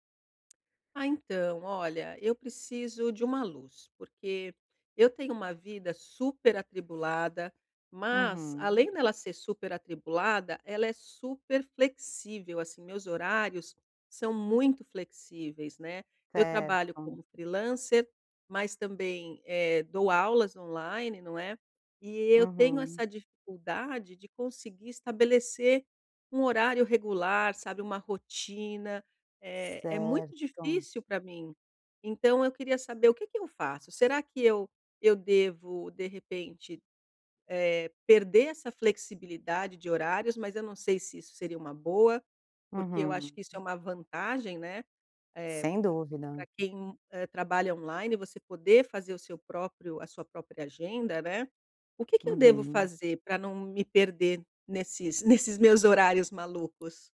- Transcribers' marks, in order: none
- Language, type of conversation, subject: Portuguese, advice, Como posso manter horários regulares mesmo com uma rotina variável?